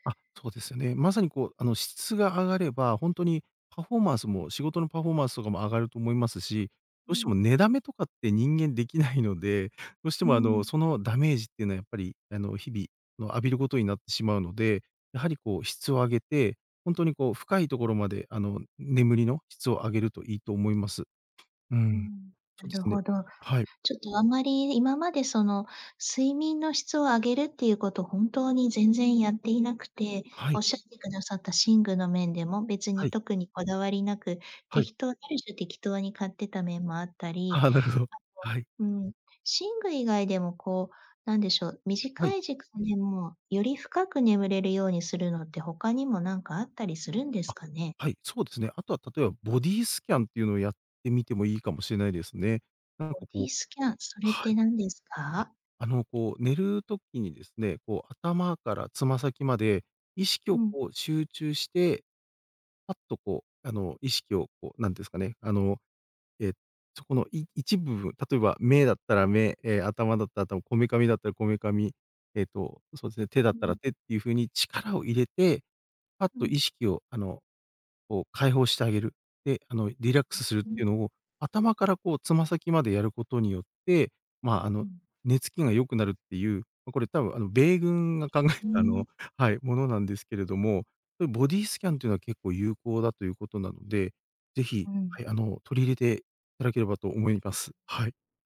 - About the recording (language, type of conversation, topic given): Japanese, advice, 仕事が忙しくて休憩や休息を取れないのですが、どうすれば取れるようになりますか？
- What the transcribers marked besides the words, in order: tapping; laughing while speaking: "考えた"